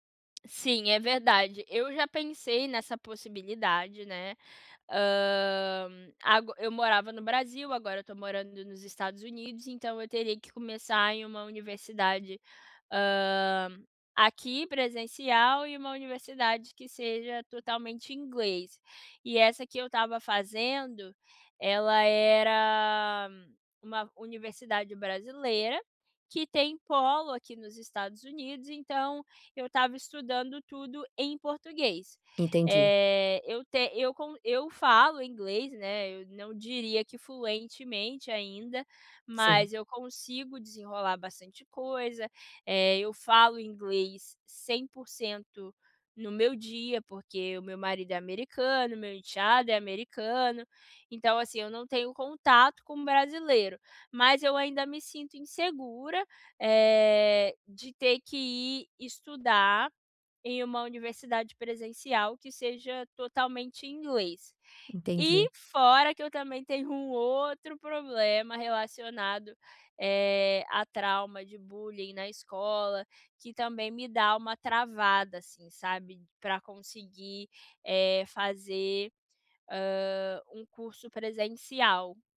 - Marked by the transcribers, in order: tapping
- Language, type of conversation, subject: Portuguese, advice, Como posso retomar projetos que deixei incompletos?